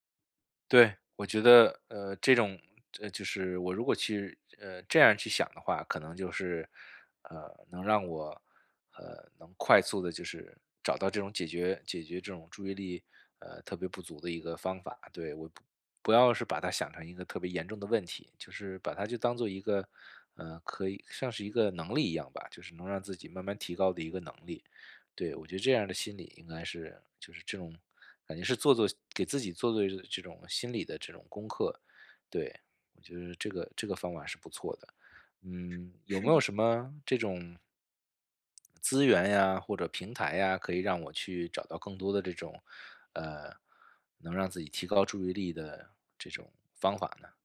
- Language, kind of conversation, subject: Chinese, advice, 看电影或听音乐时总是走神怎么办？
- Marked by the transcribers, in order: other background noise